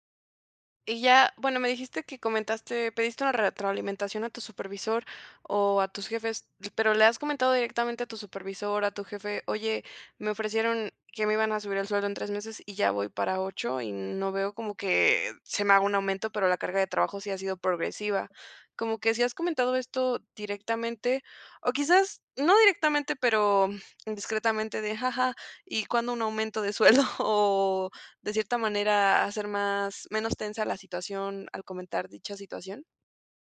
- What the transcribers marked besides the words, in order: other noise; laughing while speaking: "sueldo?"; other background noise
- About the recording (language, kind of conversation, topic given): Spanish, advice, ¿Cómo puedo pedir con confianza un aumento o reconocimiento laboral?